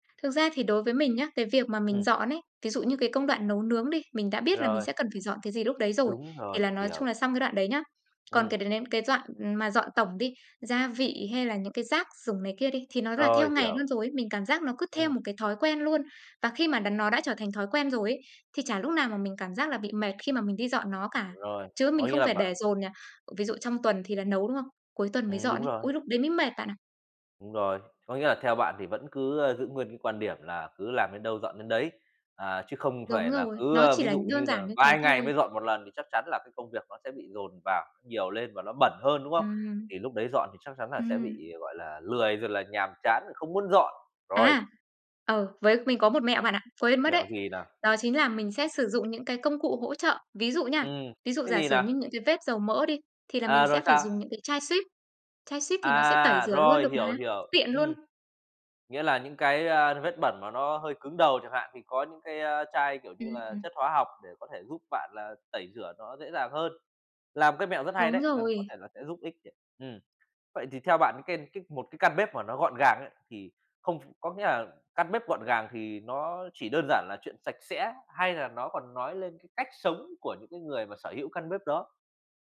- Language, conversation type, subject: Vietnamese, podcast, Bạn có mẹo nào để giữ bếp luôn gọn gàng không?
- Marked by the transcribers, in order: other background noise; tapping